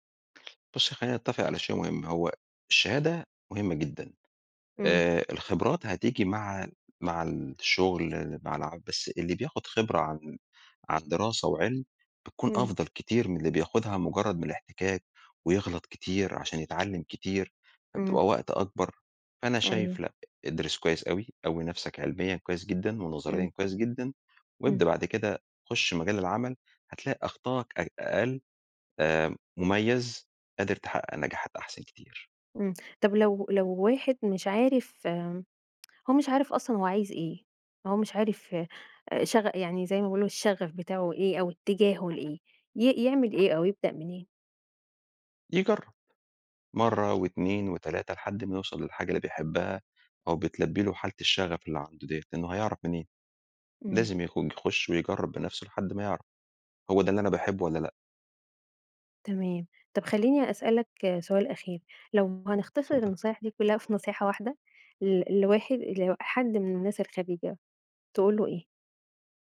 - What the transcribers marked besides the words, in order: tsk; other background noise; tapping
- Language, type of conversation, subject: Arabic, podcast, إيه نصيحتك للخريجين الجدد؟